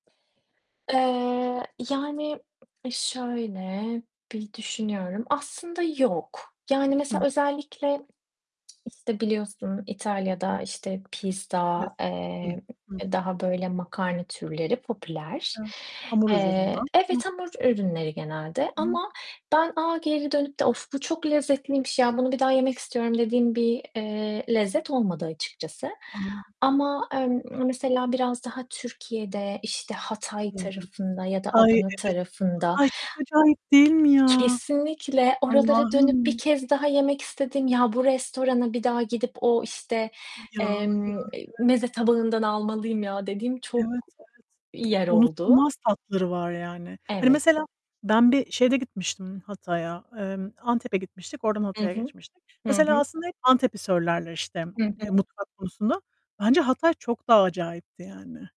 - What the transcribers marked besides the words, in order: other background noise; tongue click; static; distorted speech; mechanical hum
- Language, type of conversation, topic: Turkish, unstructured, Gezdiğin yerlerde hangi yerel lezzetleri denemeyi seversin?